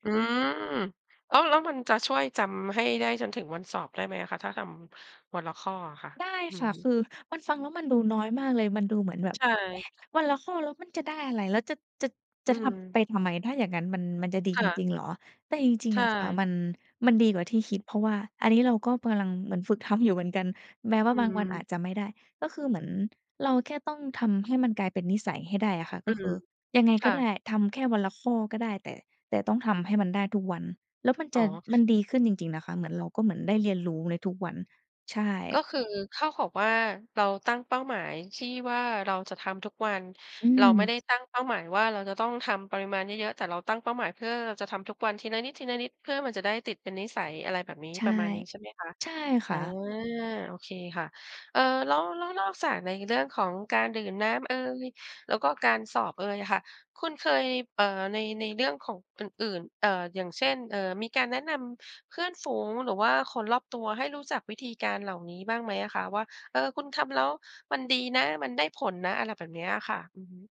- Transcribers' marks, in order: "กําลัง" said as "ปะลัง"; other background noise
- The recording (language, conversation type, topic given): Thai, podcast, การเปลี่ยนพฤติกรรมเล็กๆ ของคนมีผลจริงไหม?